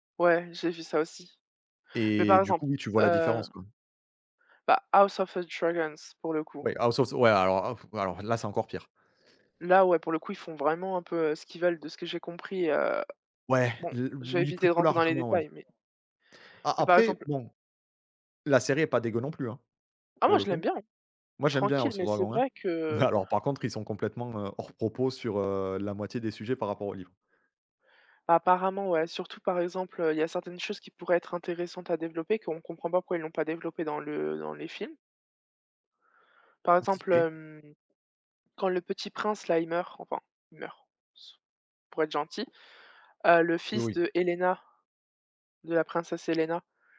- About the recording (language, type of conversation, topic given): French, unstructured, Qu’est-ce qui rend certaines séries télévisées particulièrement captivantes pour vous ?
- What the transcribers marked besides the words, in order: drawn out: "Et"; put-on voice: "House of a dragons"; laughing while speaking: "Mais"; other background noise; tapping